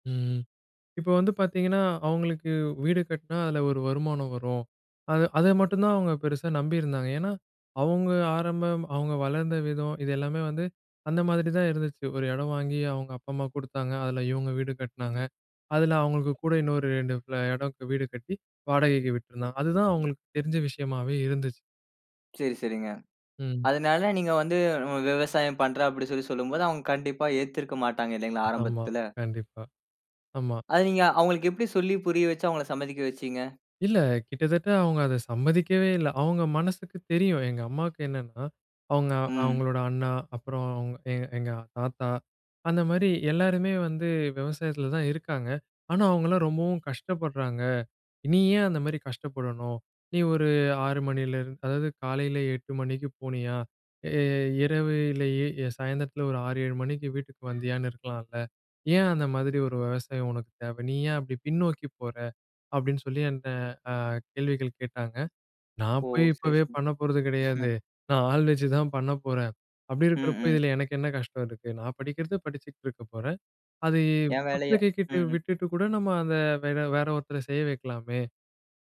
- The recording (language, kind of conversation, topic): Tamil, podcast, உங்கள் உள்ளுணர்வு சொல்வதை குடும்பத்தினர் ஏற்றுக்கொள்ளும் வகையில் நீங்கள் எப்படிப் பேசுவீர்கள்?
- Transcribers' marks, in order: other background noise; snort; unintelligible speech